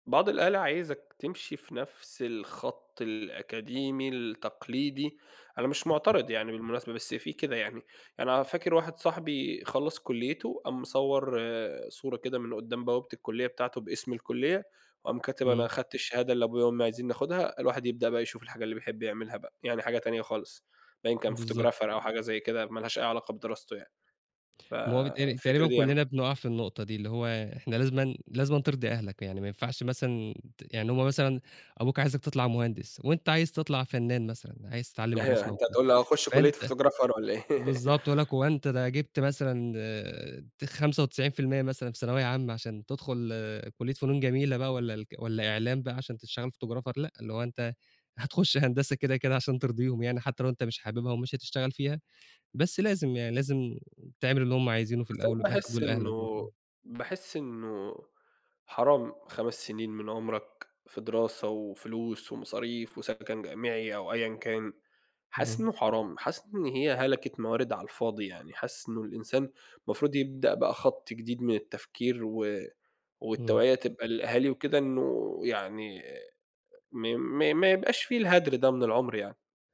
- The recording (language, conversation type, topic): Arabic, podcast, إزاي بتتعامل مع توقعات أهلك بخصوص شغلك ومسؤولياتك؟
- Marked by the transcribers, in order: other background noise; in English: "photographer"; laugh; in English: "photographer"; laugh; in English: "photographer"